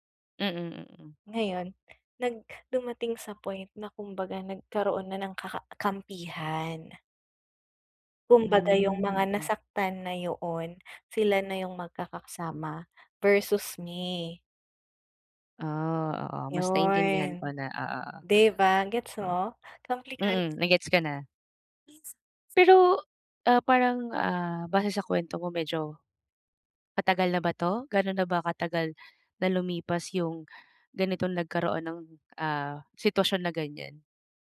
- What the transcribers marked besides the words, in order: "magkakasama" said as "magkakaksama"; other animal sound; tapping; other background noise; unintelligible speech
- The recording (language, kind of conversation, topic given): Filipino, advice, Paano ko pipiliin ang tamang gagawin kapag nahaharap ako sa isang mahirap na pasiya?